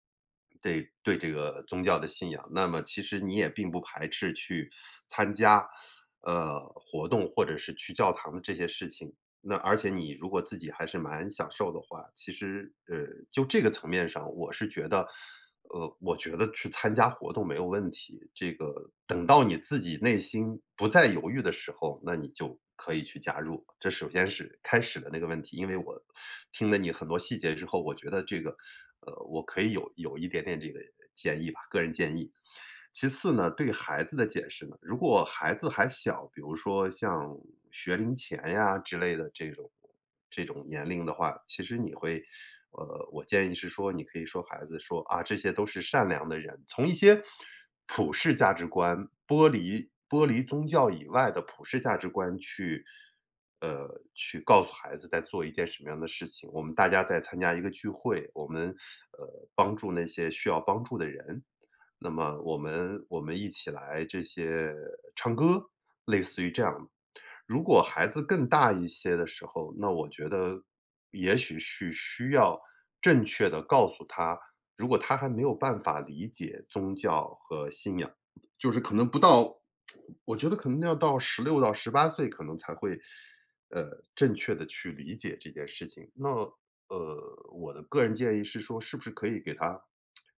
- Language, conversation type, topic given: Chinese, advice, 你为什么会对自己的信仰或价值观感到困惑和怀疑？
- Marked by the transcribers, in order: tsk